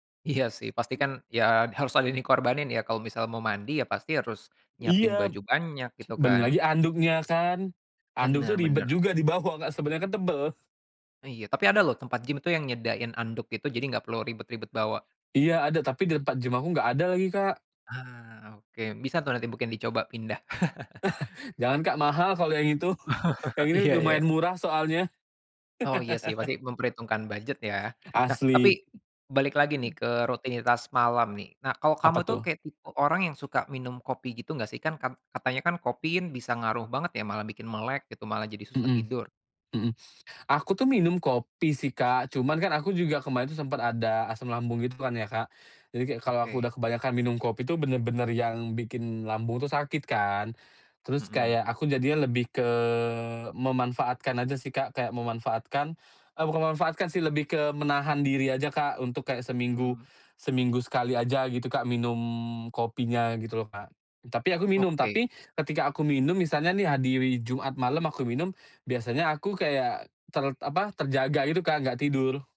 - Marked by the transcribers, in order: laughing while speaking: "Iya, sih"; other background noise; chuckle; chuckle; laughing while speaking: "Iya iya"; laughing while speaking: "itu"; laugh; "kopi" said as "kopin"; tapping; "di" said as "hadiwi"
- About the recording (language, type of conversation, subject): Indonesian, podcast, Apa rutinitas malam yang membantu kamu tidur nyenyak?